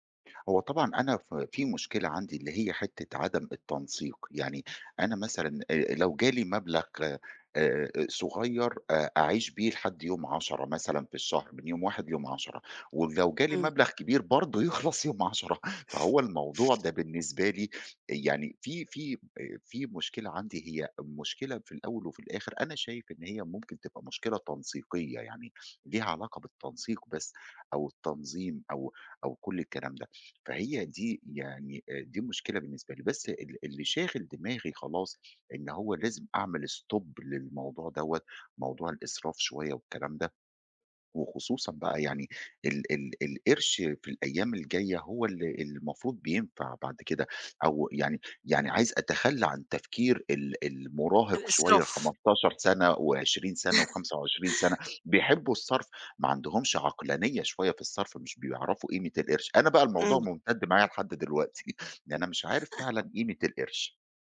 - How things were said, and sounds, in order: laughing while speaking: "برضه يخلَص يوم عشرة"; other background noise; in English: "stop"; laugh; chuckle; laugh
- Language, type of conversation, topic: Arabic, advice, إزاي أتعامل مع قلقي عشان بأجل الادخار للتقاعد؟